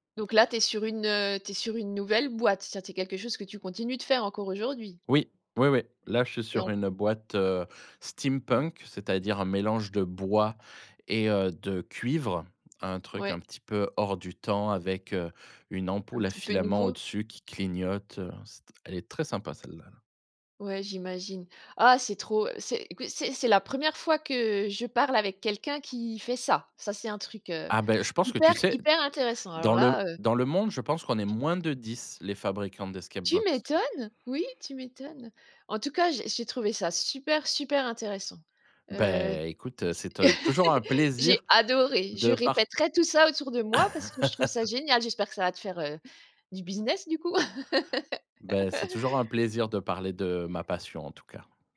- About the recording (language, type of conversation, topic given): French, podcast, Comment gères-tu le fameux blocage créatif ?
- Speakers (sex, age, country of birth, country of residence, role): female, 45-49, France, France, host; male, 40-44, France, France, guest
- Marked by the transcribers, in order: other background noise; in English: "steampunk"; stressed: "ça"; stressed: "hyper, hyper"; in English: "d'escape box"; anticipating: "Tu m'étonnes !"; stressed: "Oui"; chuckle; laugh; laugh